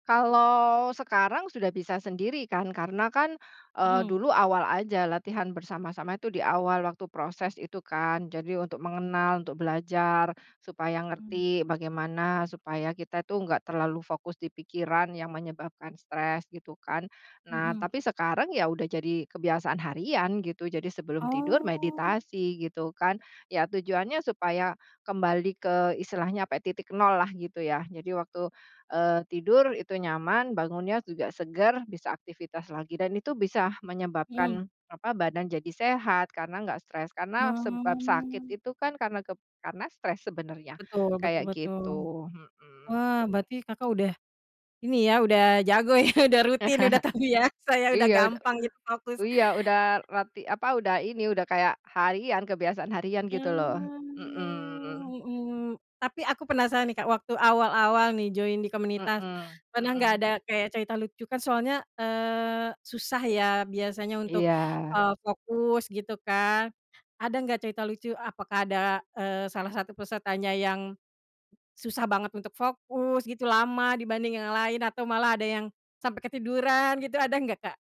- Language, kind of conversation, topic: Indonesian, podcast, Bagaimana meditasi membantu Anda mengatasi stres?
- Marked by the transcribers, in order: laughing while speaking: "ya"; laughing while speaking: "tahu"; chuckle; drawn out: "Mmm"; tapping; in English: "join"